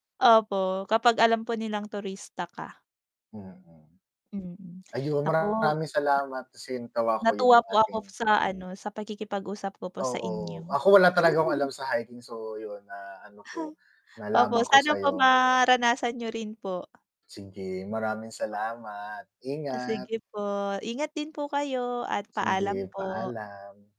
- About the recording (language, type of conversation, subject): Filipino, unstructured, Paano ka nagsimula sa paborito mong libangan?
- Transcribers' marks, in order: other background noise; distorted speech; chuckle; blowing; tapping